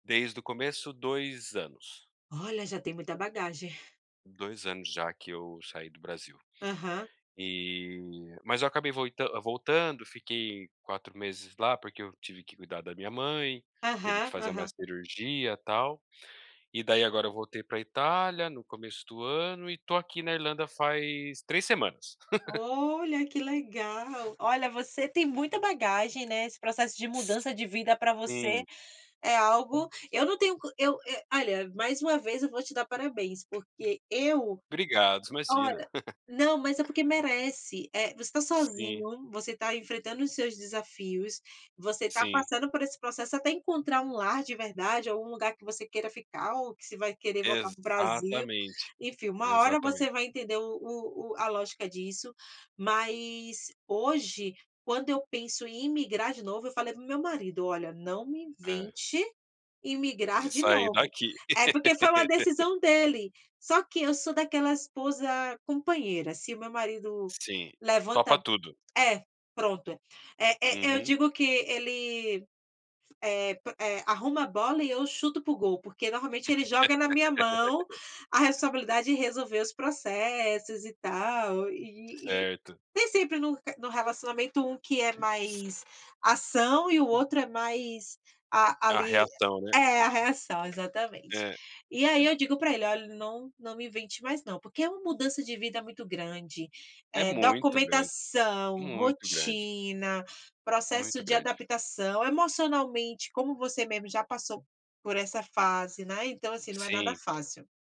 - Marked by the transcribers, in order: chuckle; other background noise; chuckle; laugh; laugh; tapping
- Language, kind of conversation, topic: Portuguese, unstructured, Como você acha que as viagens mudam a gente?